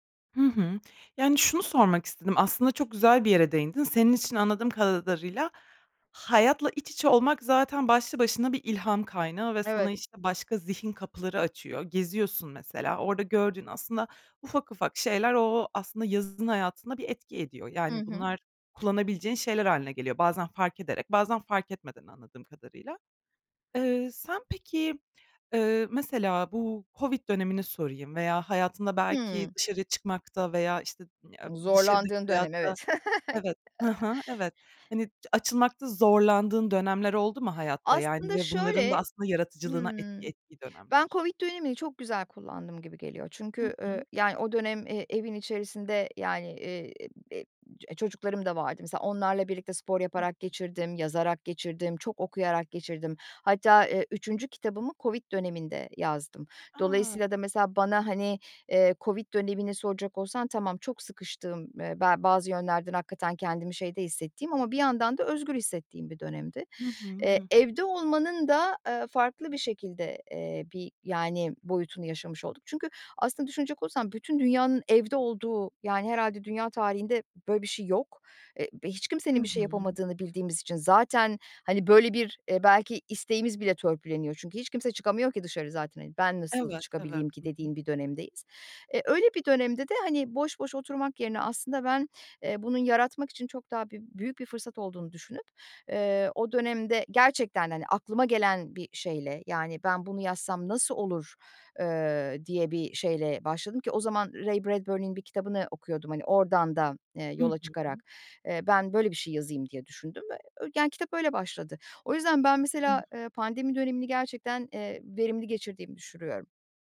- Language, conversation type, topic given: Turkish, podcast, Günlük rutin yaratıcılığı nasıl etkiler?
- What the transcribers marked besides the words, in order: other background noise; tapping; laugh; other noise